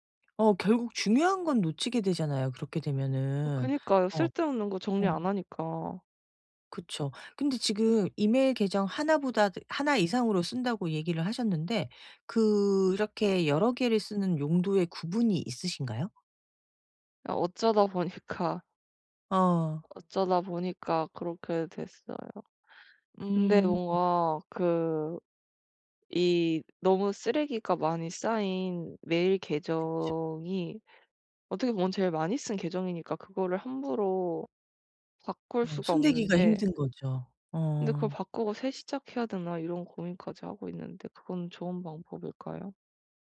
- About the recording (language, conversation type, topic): Korean, advice, 이메일과 알림을 오늘부터 깔끔하게 정리하려면 어떻게 시작하면 좋을까요?
- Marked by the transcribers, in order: other background noise; laughing while speaking: "어쩌다보니까"